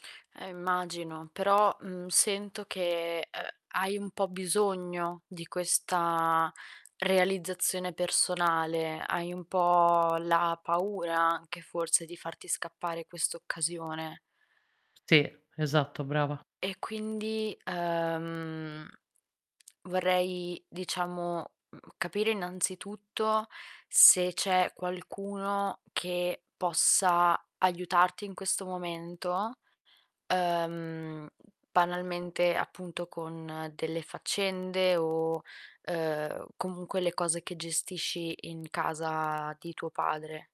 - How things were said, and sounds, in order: distorted speech; static; tapping
- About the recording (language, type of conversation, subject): Italian, advice, Come vivi il conflitto tra i doveri familiari e il desiderio di realizzazione personale?
- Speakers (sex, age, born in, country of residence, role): female, 20-24, Italy, Italy, advisor; female, 40-44, Italy, Italy, user